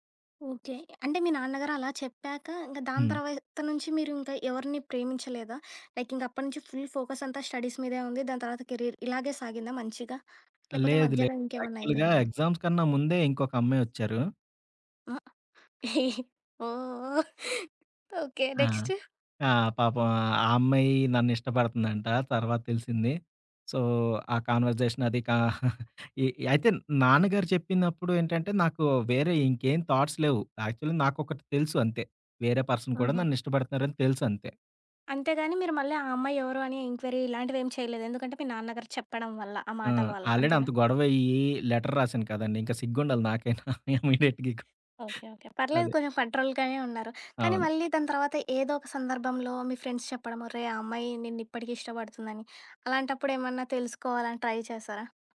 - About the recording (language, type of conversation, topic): Telugu, podcast, ఏ సంభాషణ ఒకరోజు నీ జీవిత దిశను మార్చిందని నీకు గుర్తుందా?
- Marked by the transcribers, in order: in English: "ఫుల్"; in English: "స్టడీస్"; in English: "కెరీర్"; in English: "యాక్చువల్‌గా ఎగ్జామ్స్"; other background noise; laughing while speaking: "ఓహ్! ఓకే, నెక్స్ట్?"; in English: "నెక్స్ట్?"; in English: "సో"; in English: "కన్వర్జేషన్"; chuckle; in English: "థాట్స్"; in English: "యాక్చువల్"; in English: "పర్సన్"; in English: "ఎంక్వైరీ"; in English: "ఆల్రెడీ"; in English: "లెటర్"; laughing while speaking: "ఇమ్మీడియేట్‌గా"; in English: "ఇమ్మీడియేట్‌గా"; in English: "ఫెడరల్"; in English: "ఫ్రెండ్స్"; in English: "ట్రై"